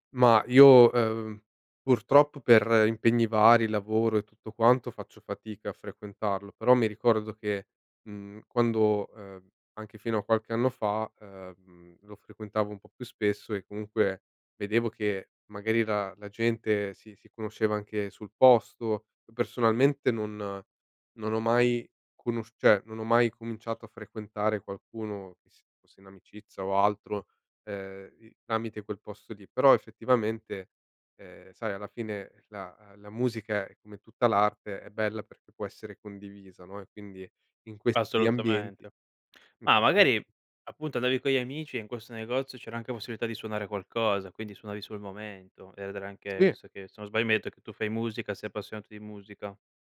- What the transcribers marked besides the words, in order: "cioè" said as "ceh"; unintelligible speech; "sbaglio" said as "sbaio"
- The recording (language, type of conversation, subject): Italian, podcast, Come ascoltavi musica prima di Spotify?